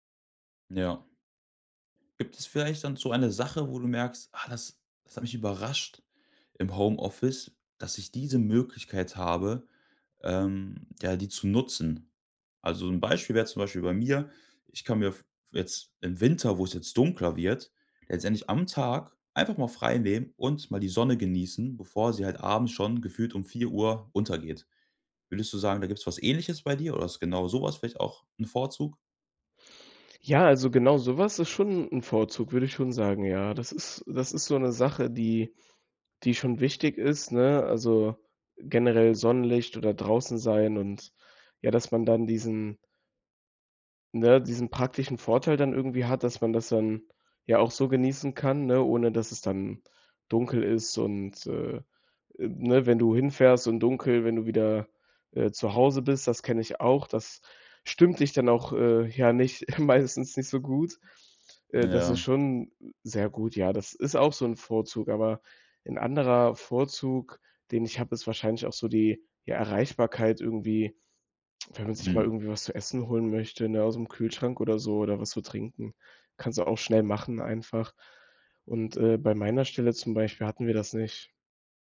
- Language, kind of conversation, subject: German, podcast, Wie hat das Arbeiten im Homeoffice deinen Tagesablauf verändert?
- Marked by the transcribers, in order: other background noise; laughing while speaking: "meistens"